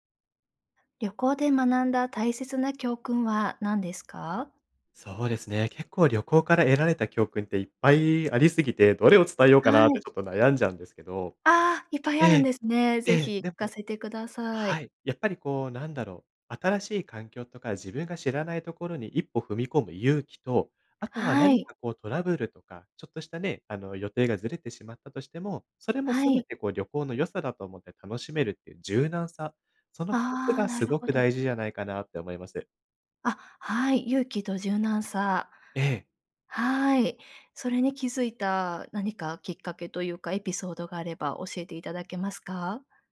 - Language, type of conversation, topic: Japanese, podcast, 旅行で学んだ大切な教訓は何ですか？
- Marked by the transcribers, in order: other background noise